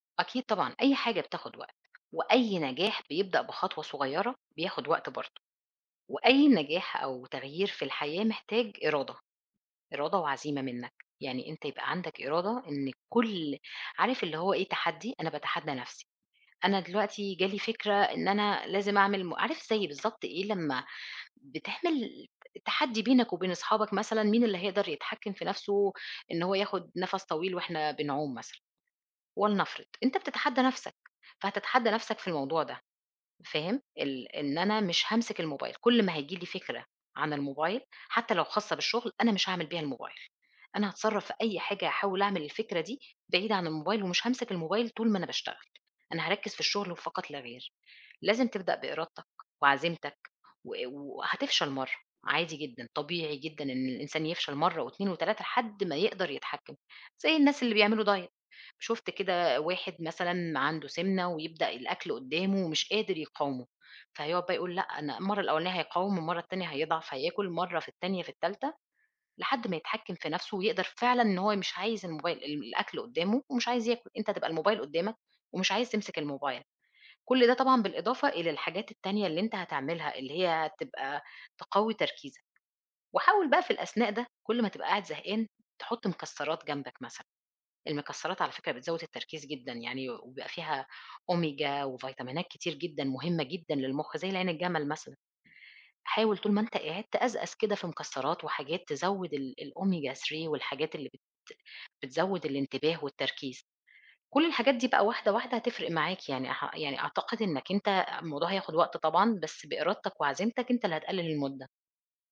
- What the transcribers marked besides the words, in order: in English: "دايت"; in English: "three"
- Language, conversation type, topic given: Arabic, advice, إزاي أتعامل مع أفكار قلق مستمرة بتقطع تركيزي وأنا بكتب أو ببرمج؟